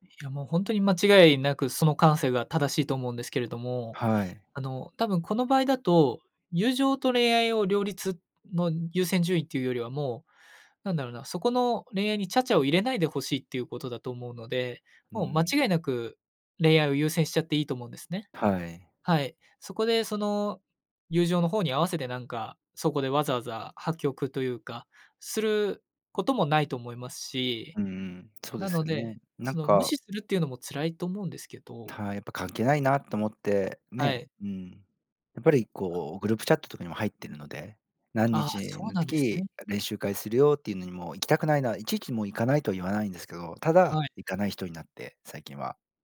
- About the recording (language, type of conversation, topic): Japanese, advice, 友情と恋愛を両立させるうえで、どちらを優先すべきか迷ったときはどうすればいいですか？
- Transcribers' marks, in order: none